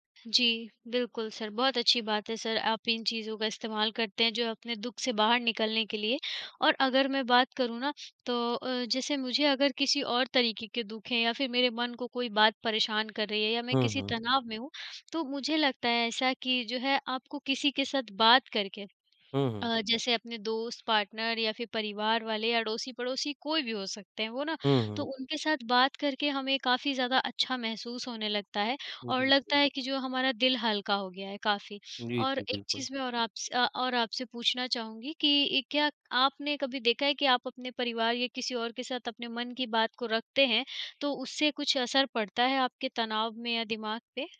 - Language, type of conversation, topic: Hindi, unstructured, दुख के समय खुद को खुश रखने के आसान तरीके क्या हैं?
- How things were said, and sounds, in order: in English: "पार्टनर"; tapping